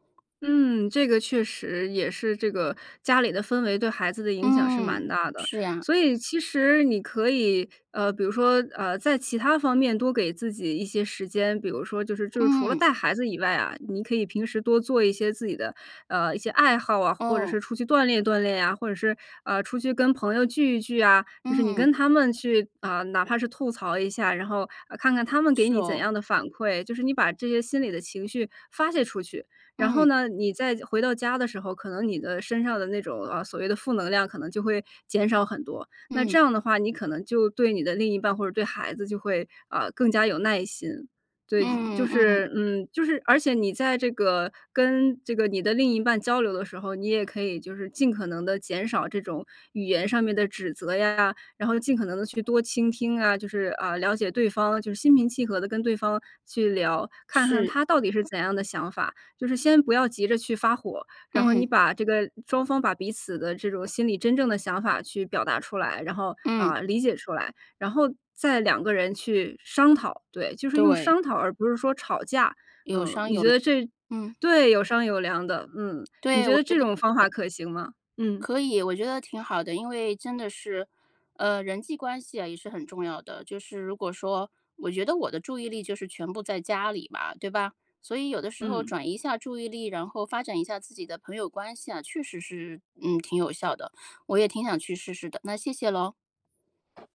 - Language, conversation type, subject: Chinese, advice, 我们该如何处理因疲劳和情绪引发的争执与隔阂？
- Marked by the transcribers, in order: other background noise